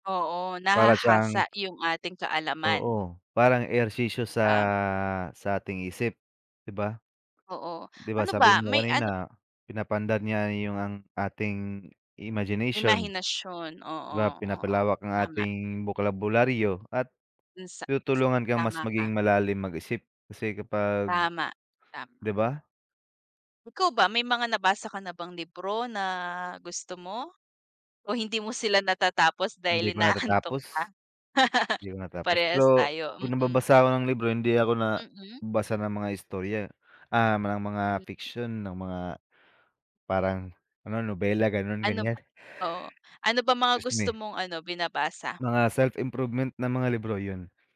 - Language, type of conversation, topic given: Filipino, unstructured, Alin ang mas nakapagpaparelaks para sa iyo: pagbabasa o pakikinig ng musika?
- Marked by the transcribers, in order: tapping; laughing while speaking: "inaantok"; laugh